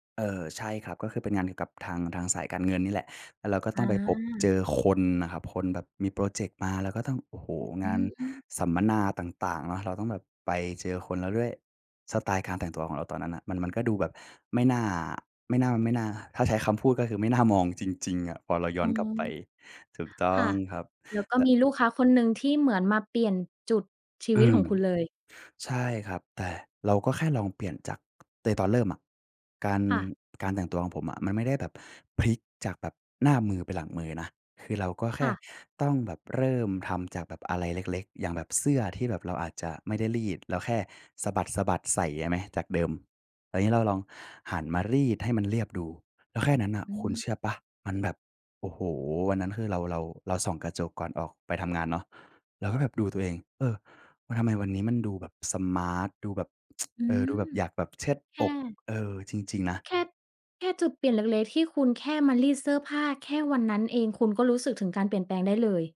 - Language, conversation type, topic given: Thai, podcast, การแต่งตัวส่งผลต่อความมั่นใจของคุณมากแค่ไหน?
- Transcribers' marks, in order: other background noise; tapping; tsk